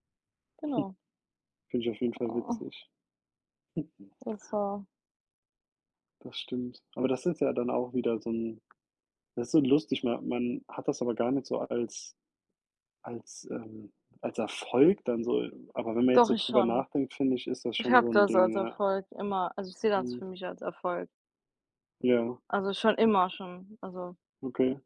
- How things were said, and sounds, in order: chuckle; chuckle; tapping; other background noise
- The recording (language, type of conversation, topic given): German, unstructured, Was macht dich an dir selbst besonders stolz?
- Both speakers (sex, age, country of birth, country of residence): female, 25-29, Germany, United States; male, 30-34, Germany, United States